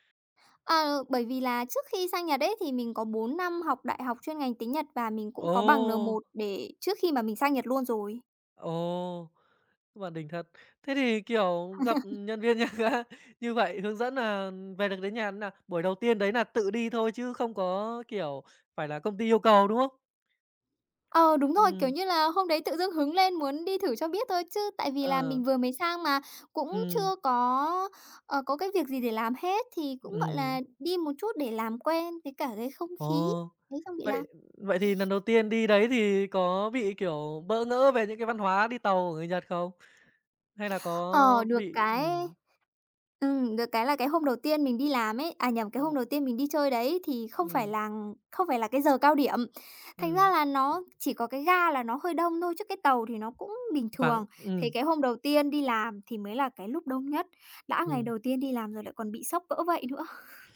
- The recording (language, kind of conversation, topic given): Vietnamese, podcast, Bạn có thể kể về một lần bạn bất ngờ trước văn hóa địa phương không?
- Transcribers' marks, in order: tapping; laughing while speaking: "nhà ga"; laugh; other background noise; chuckle; chuckle